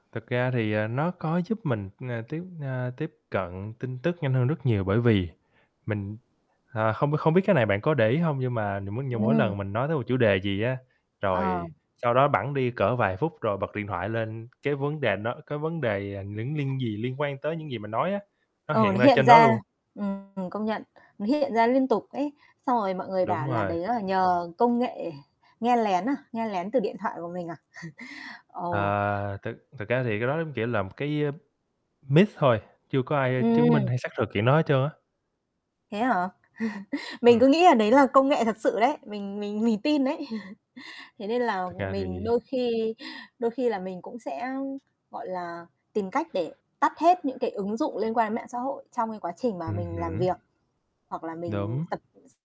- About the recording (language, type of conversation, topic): Vietnamese, unstructured, Mạng xã hội đã thay đổi cách chúng ta tiếp nhận tin tức như thế nào?
- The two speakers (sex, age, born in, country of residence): female, 30-34, Vietnam, Thailand; male, 25-29, Vietnam, United States
- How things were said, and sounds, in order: static; distorted speech; chuckle; in English: "myth"; laugh; other background noise; laugh; tapping